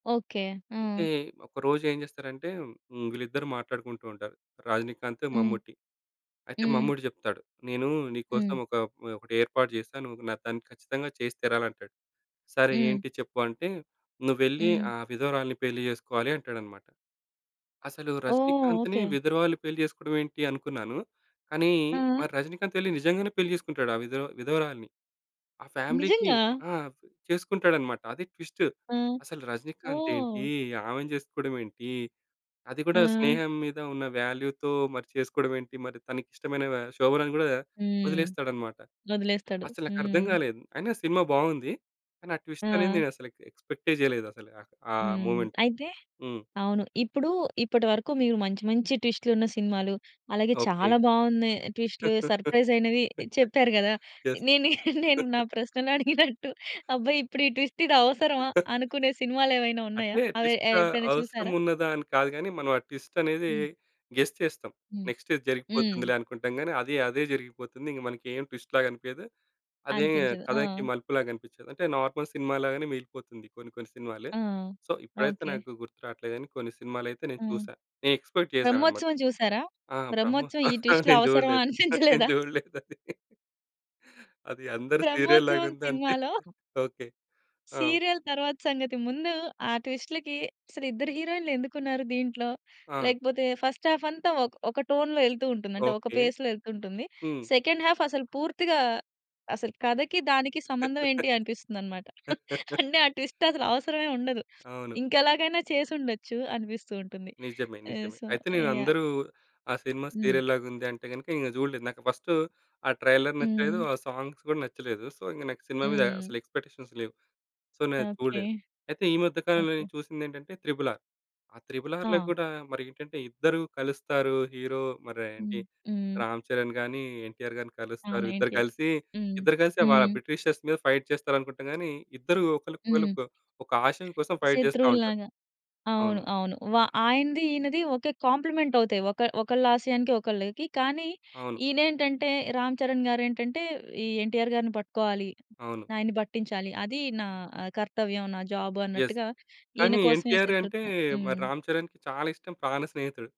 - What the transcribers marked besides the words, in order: "విధవరాలు" said as "విధరవాలు"; in English: "ఫ్యామిలీ‌కి"; in English: "ట్విస్ట్"; in English: "వాల్యూ‌తో"; in English: "ట్విస్ట్"; in English: "మొమెంట్"; in English: "సర్ప్రైజ్"; chuckle; in English: "యెస్"; laughing while speaking: "నేనే నేను నా ప్రశ్నలు అడిగినట్టు అబ్బా! ఇప్పుడు ఈ ట్విస్ట్ ఇది అవసరమా?"; chuckle; in English: "ట్విస్ట్"; other background noise; in English: "ట్విస్ట్"; in English: "ట్విస్ట్"; in English: "గెస్"; in English: "నెక్స్ట్"; in English: "ట్విస్ట్‌లాగా"; in English: "నార్మల్"; in English: "సో"; in English: "ఎక్స్‌పెక్ట్"; chuckle; laughing while speaking: "'బ్రహ్మోత్సవం' నేను చూడలేదు. నేను చూడలేదది"; laughing while speaking: "'బ్రహ్మోత్సవం' సినిమాలో"; chuckle; in English: "ఫస్ట్ హాఫ్"; in English: "టోన్‌లో"; in English: "పేస్‌లొ"; in English: "సెకండ్ హాఫ్"; laugh; laughing while speaking: "అంటే ఆ ట్విస్ట్ అసలు అవసరమే ఉండదు"; in English: "ట్విస్ట్"; in English: "సో"; in English: "ఫస్ట్"; in English: "ట్రైలర్"; in English: "సాంగ్స్"; in English: "సో"; in English: "ఎక్స్‌పెక్టేషన్స్"; in English: "సో"; in English: "హీరో"; in English: "బ్రిటిషర్స్"; in English: "ఫైట్"; in English: "ఫైట్"; tapping; in English: "కాంప్లిమెంట్"; in English: "జాబ్"; in English: "యెస్"
- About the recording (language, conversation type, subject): Telugu, podcast, సినిమాకు కథామలుపులు తప్పనిసరేనా, లేక ఉంటే చాలు అని భావిస్తారా?